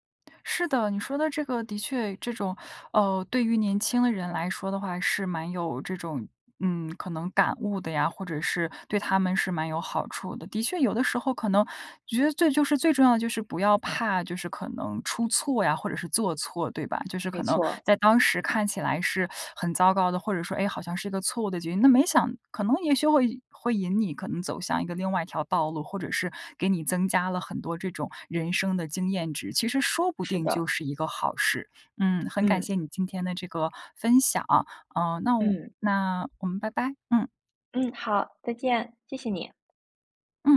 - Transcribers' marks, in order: teeth sucking; teeth sucking; other background noise
- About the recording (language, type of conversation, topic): Chinese, podcast, 你最想给年轻时的自己什么建议？